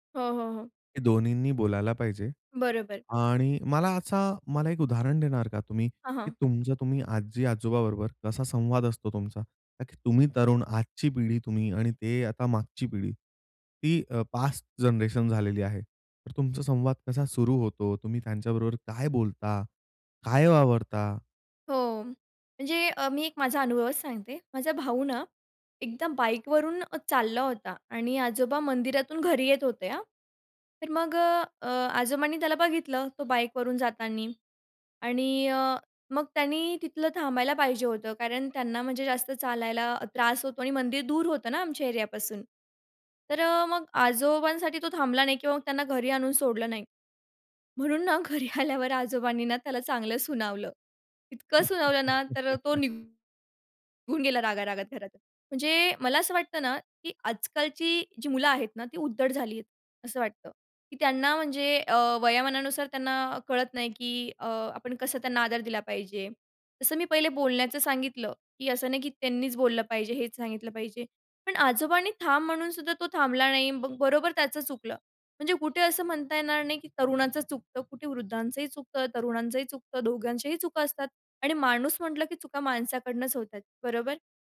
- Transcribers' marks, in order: tapping; horn; laughing while speaking: "घरी आल्यावर"; laugh
- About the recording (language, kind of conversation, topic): Marathi, podcast, वृद्ध आणि तरुण यांचा समाजातील संवाद तुमच्या ठिकाणी कसा असतो?